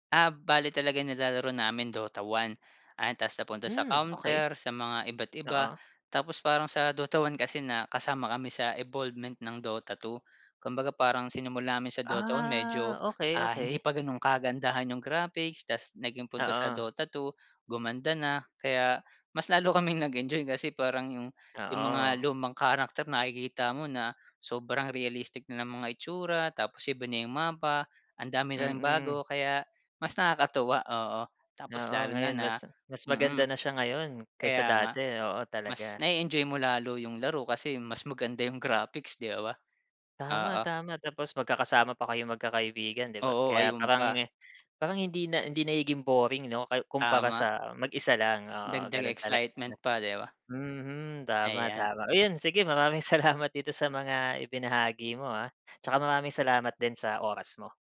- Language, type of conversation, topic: Filipino, podcast, Ano ang kahulugan ng libangang ito sa buhay mo?
- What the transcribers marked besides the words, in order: tapping; other background noise; laughing while speaking: "salamat"